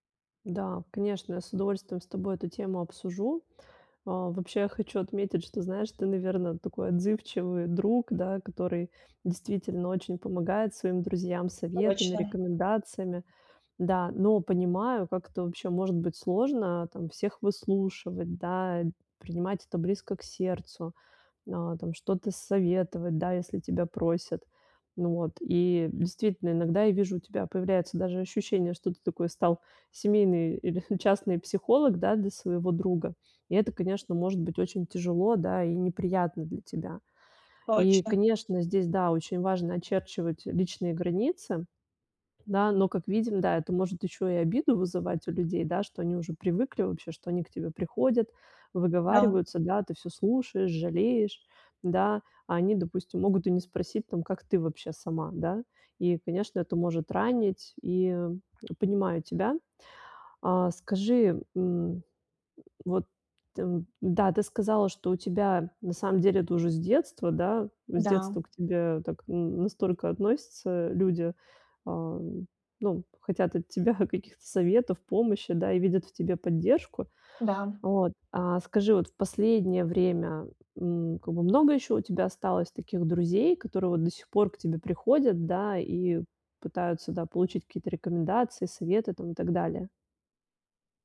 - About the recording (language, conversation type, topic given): Russian, advice, Как обсудить с партнёром границы и ожидания без ссоры?
- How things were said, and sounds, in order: chuckle; laughing while speaking: "тебя"